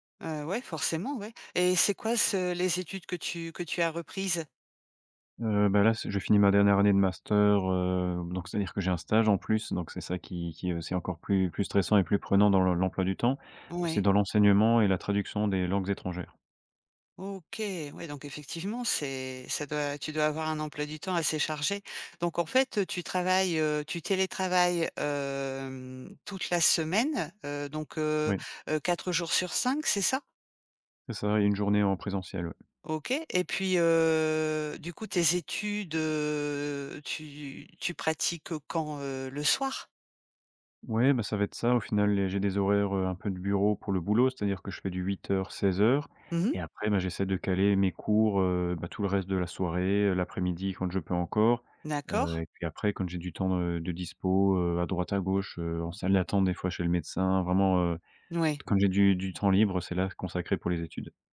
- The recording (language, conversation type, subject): French, advice, Pourquoi est-ce que je me sens coupable vis-à-vis de ma famille à cause du temps que je consacre à d’autres choses ?
- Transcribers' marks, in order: drawn out: "hem"; other background noise; drawn out: "heu"; drawn out: "heu"